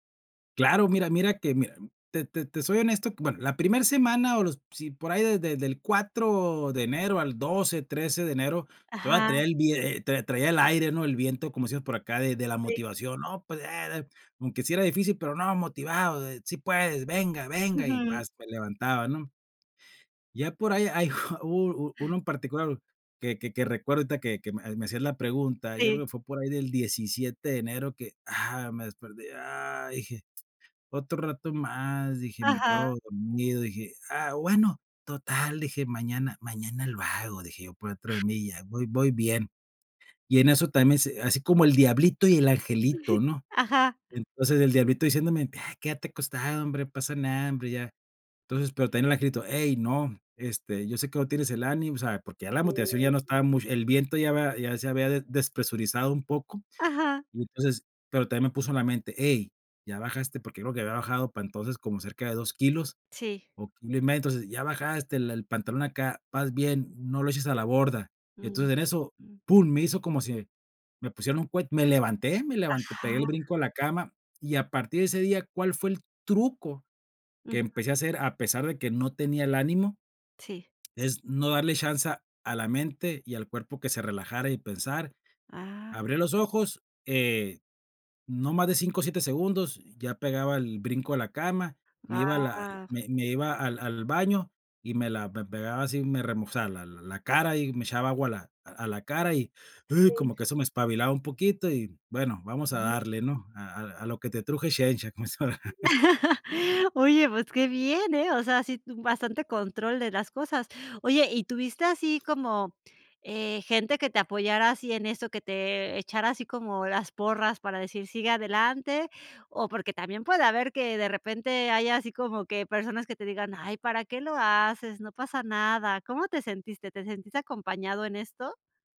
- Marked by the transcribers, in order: other background noise; other noise; tapping; chuckle
- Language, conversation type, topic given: Spanish, podcast, ¿Qué hábito diario tiene más impacto en tu bienestar?